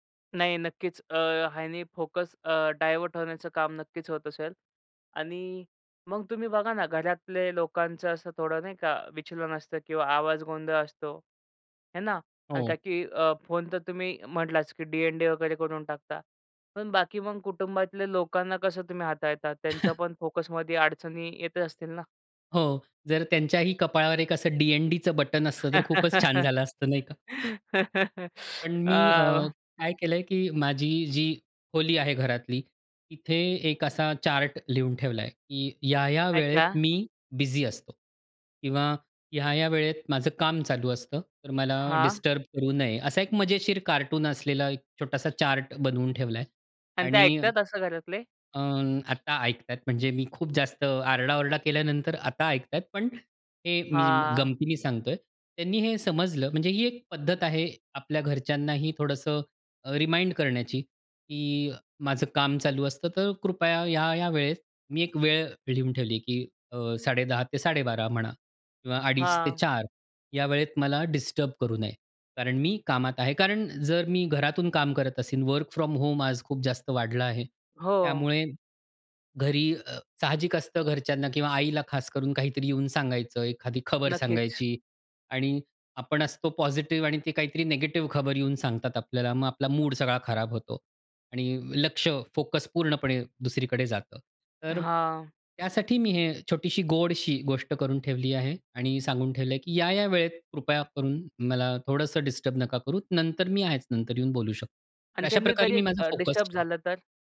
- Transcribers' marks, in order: in English: "डायव्हर्ट"; chuckle; laugh; chuckle; in English: "रिमाइंड"; in English: "वर्क फ्रॉम होम"; in English: "निगेटिव्ह"
- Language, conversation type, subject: Marathi, podcast, फोकस टिकवण्यासाठी तुमच्याकडे काही साध्या युक्त्या आहेत का?